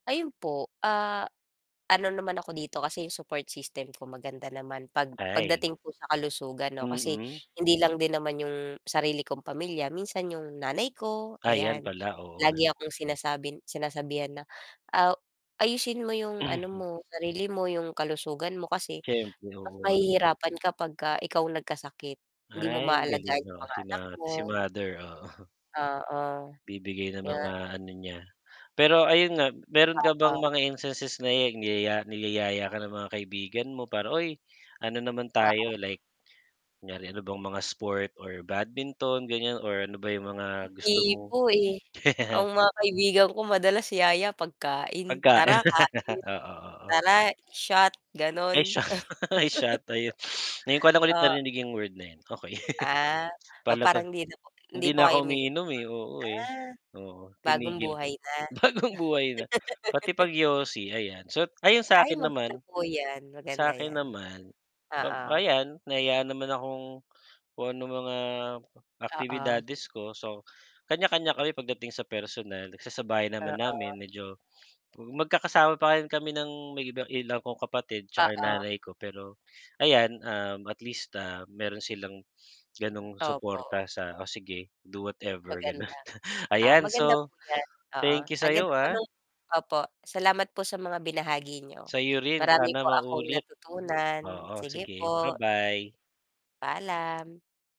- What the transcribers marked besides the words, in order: static; tapping; other background noise; background speech; laughing while speaking: "oo"; laugh; laughing while speaking: "pagkain"; laugh; laughing while speaking: "Ay shot ay shot ayon"; mechanical hum; laugh; laugh; laughing while speaking: "Bagong buhay"; laugh; laughing while speaking: "gano'n"
- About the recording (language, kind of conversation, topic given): Filipino, unstructured, Ano ang ginagawa mo upang manatiling malusog?